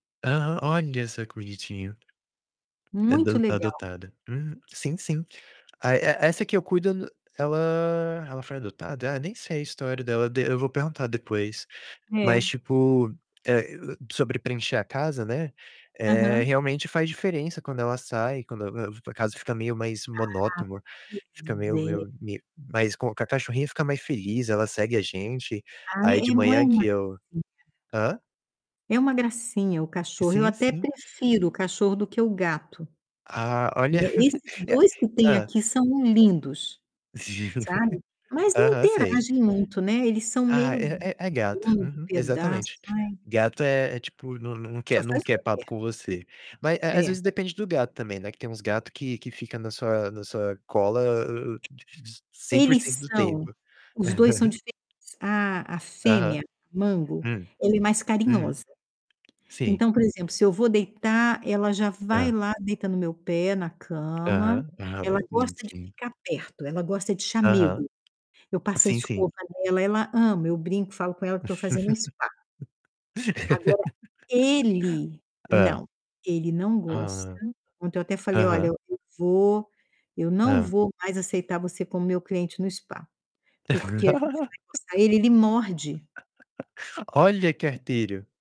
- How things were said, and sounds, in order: tapping; distorted speech; other background noise; "monótona" said as "monotomoa"; laugh; laugh; laugh; static; laugh; stressed: "ele"; laugh; other noise; "arteiro" said as "arterio"
- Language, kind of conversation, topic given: Portuguese, unstructured, Qual é a sua opinião sobre adotar animais em vez de comprar?